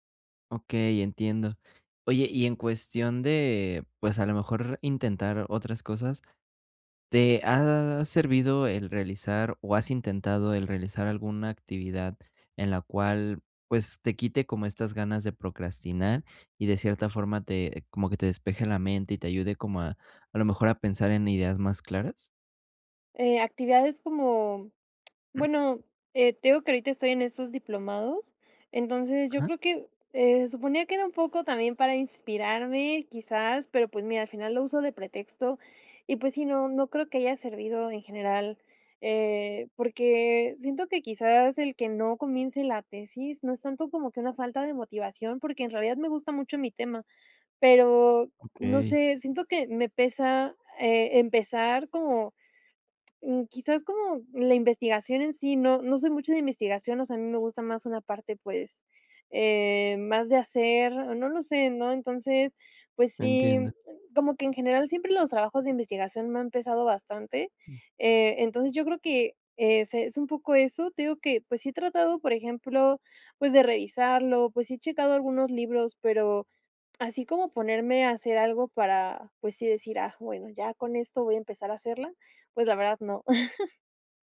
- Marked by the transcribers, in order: other background noise; chuckle
- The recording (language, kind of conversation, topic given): Spanish, advice, ¿Cómo puedo dejar de procrastinar al empezar un proyecto y convertir mi idea en pasos concretos?